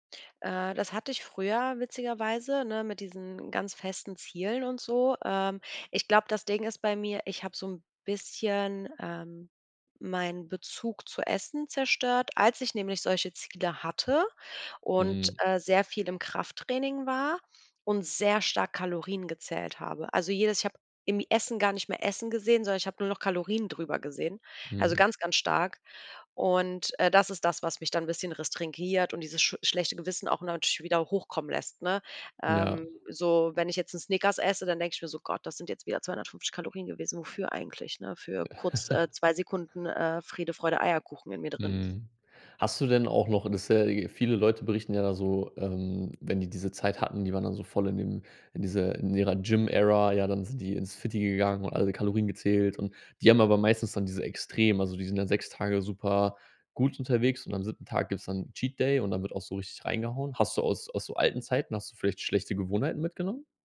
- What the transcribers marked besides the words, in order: stressed: "sehr"; chuckle
- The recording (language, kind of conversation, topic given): German, advice, Wie fühlt sich dein schlechtes Gewissen an, nachdem du Fastfood oder Süßigkeiten gegessen hast?